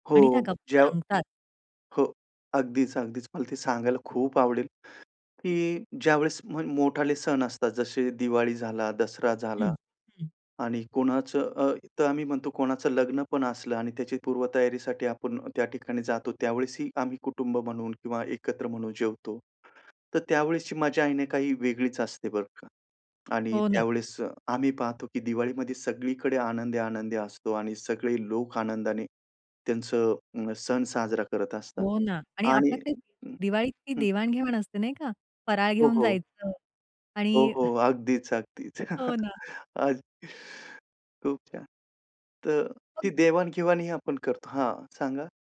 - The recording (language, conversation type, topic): Marathi, podcast, एकत्र जेवताना तुमच्या घरातल्या गप्पा कशा रंगतात?
- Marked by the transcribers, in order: chuckle; laughing while speaking: "हो ना"; chuckle; laughing while speaking: "अ, खूप छान"; unintelligible speech